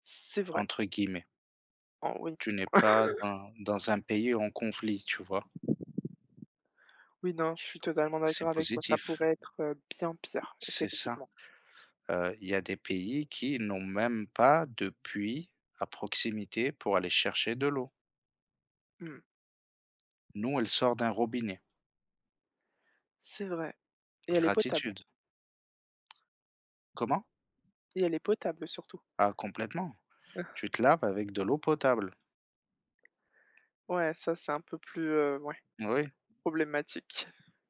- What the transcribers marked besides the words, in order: laugh; other background noise; tapping; other noise
- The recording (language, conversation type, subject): French, unstructured, Comment comptez-vous intégrer la gratitude à votre routine quotidienne ?